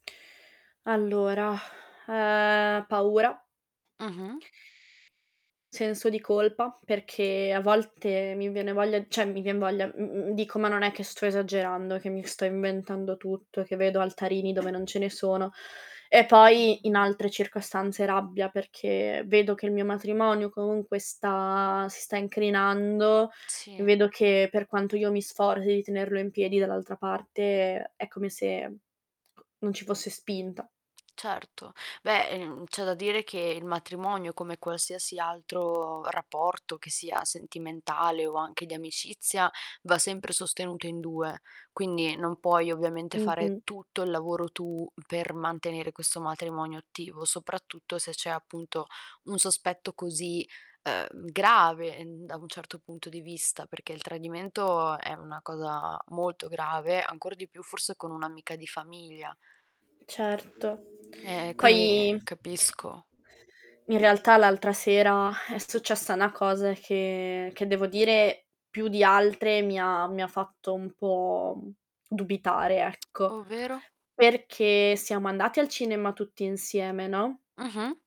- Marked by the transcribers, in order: sigh; static; tapping; distorted speech; "cioè" said as "ceh"; "Sì" said as "tsi"; other background noise; other street noise; tsk
- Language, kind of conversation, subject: Italian, advice, Come posso affrontare i sospetti di tradimento o la mancanza di fiducia?
- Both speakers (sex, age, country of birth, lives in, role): female, 20-24, Italy, Italy, advisor; female, 25-29, Italy, Italy, user